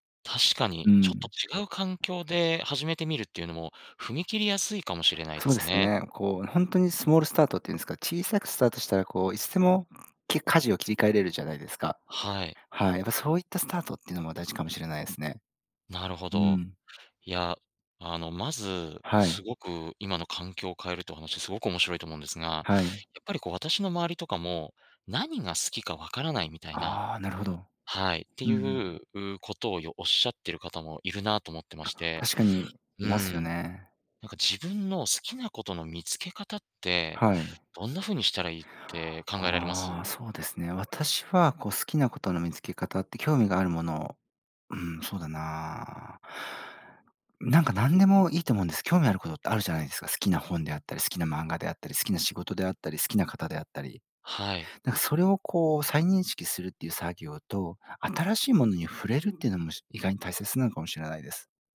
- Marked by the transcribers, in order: other noise; tapping
- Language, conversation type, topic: Japanese, podcast, 好きなことを仕事にするコツはありますか？